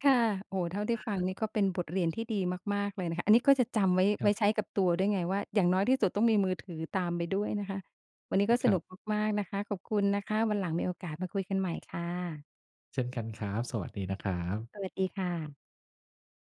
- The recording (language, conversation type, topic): Thai, podcast, มีช่วงไหนที่คุณหลงทางแล้วได้บทเรียนสำคัญไหม?
- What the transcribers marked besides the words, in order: none